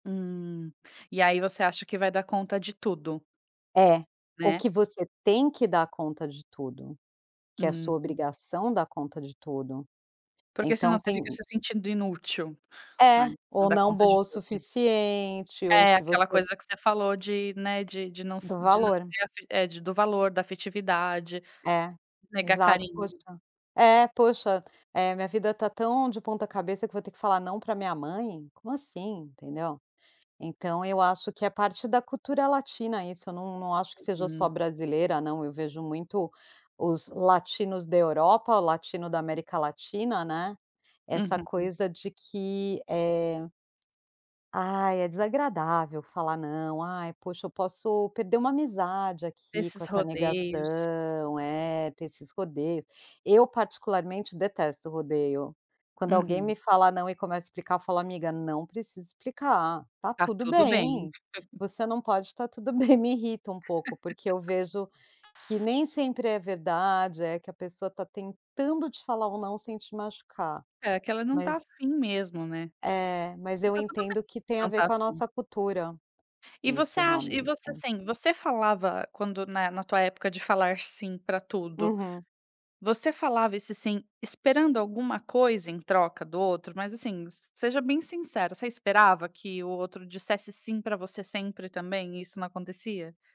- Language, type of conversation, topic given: Portuguese, podcast, O que te ajuda a dizer não sem culpa?
- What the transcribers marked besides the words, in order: tapping; other background noise; chuckle; laugh